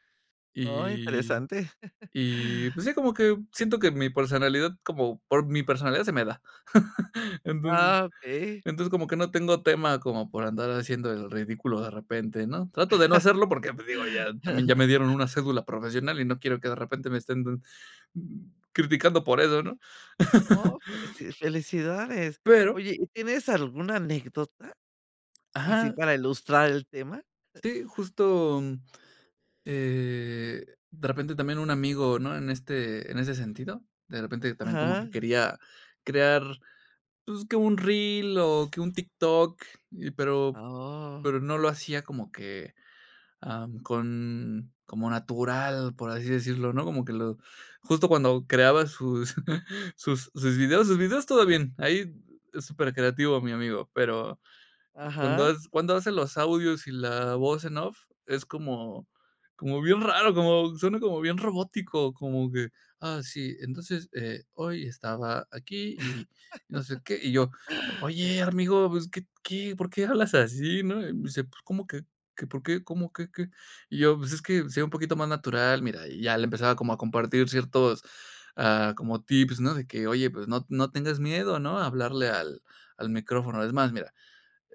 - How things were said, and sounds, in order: chuckle; chuckle; laugh; chuckle; giggle; giggle; put-on voice: "Ah, sí, entonces, eh, hoy estaba aquí y no sé qué"; laugh
- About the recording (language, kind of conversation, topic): Spanish, podcast, ¿Qué consejos darías a alguien que quiere compartir algo por primera vez?